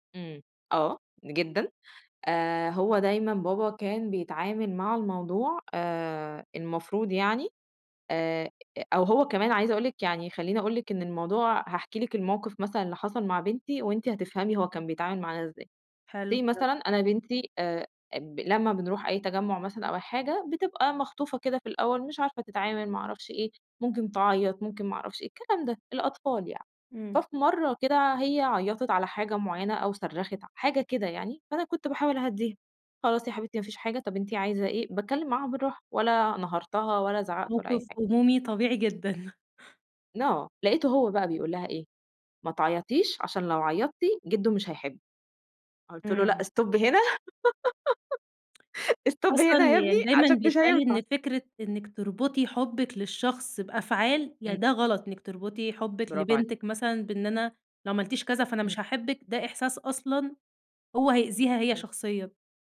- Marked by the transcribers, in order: in English: "say"; unintelligible speech; chuckle; in English: "stop"; laugh; in English: "stop"; tapping
- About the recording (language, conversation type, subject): Arabic, podcast, إزاي تتعامل مع إحساس الذنب لما تحط حدود؟